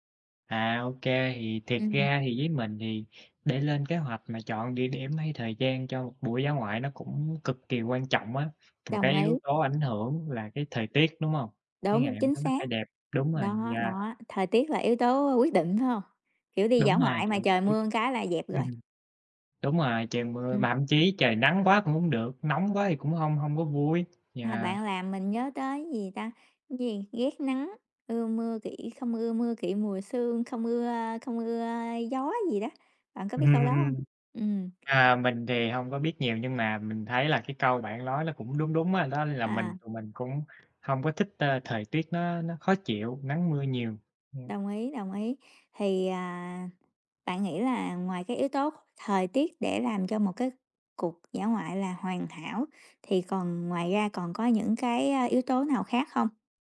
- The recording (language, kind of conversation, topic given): Vietnamese, unstructured, Làm thế nào để bạn tổ chức một buổi dã ngoại hoàn hảo?
- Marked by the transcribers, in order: other background noise; tapping